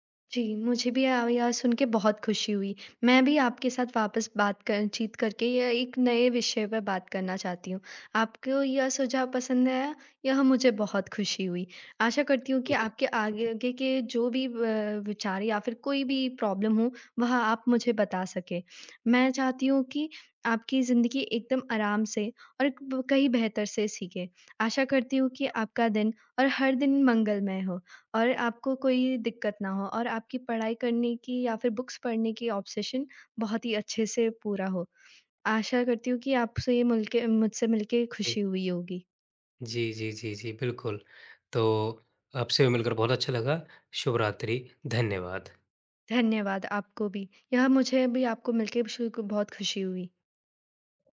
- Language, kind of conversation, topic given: Hindi, advice, रोज़ पढ़ने की आदत बनानी है पर समय निकालना मुश्किल होता है
- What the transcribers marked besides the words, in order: in English: "प्रॉब्लम"; in English: "बुक्स"; in English: "ऑब्सेशन"